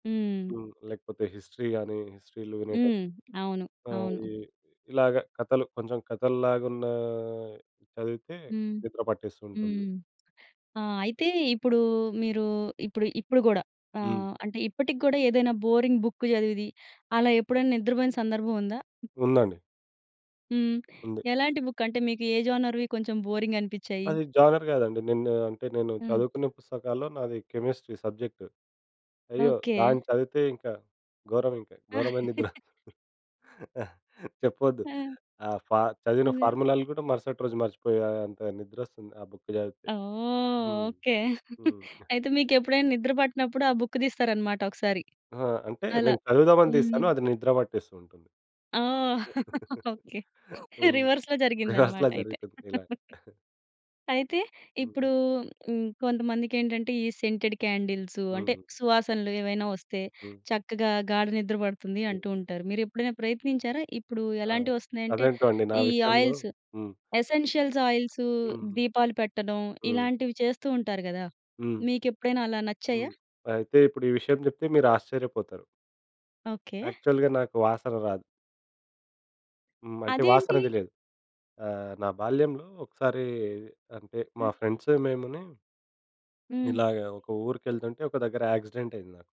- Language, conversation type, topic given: Telugu, podcast, రాత్రి బాగా నిద్రపోవడానికి మీకు ఎలాంటి వెలుతురు మరియు శబ్ద వాతావరణం ఇష్టం?
- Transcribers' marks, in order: in English: "హిస్టరీ"; tapping; in English: "బోరింగ్ బుక్"; other background noise; in English: "బుక్?"; in English: "జోనర్‌వి"; in English: "జోగర్"; in English: "కెమిస్ట్రీ సబ్జెక్ట్"; chuckle; giggle; drawn out: "ఓహ్!"; in English: "బుక్"; giggle; in English: "బుక్"; laughing while speaking: "ఓకే"; in English: "రివర్స్‌లో"; chuckle; in English: "రిహార్స్‌లా"; chuckle; in English: "సెంటెడ్ క్యాండిల్స్"; in English: "ఆయిల్స్. ఎసెన్షియల్స్"; in English: "యాక్చువల్‌గా"; in English: "ఫ్రెండ్స్"; in English: "యాక్సిడెంట్"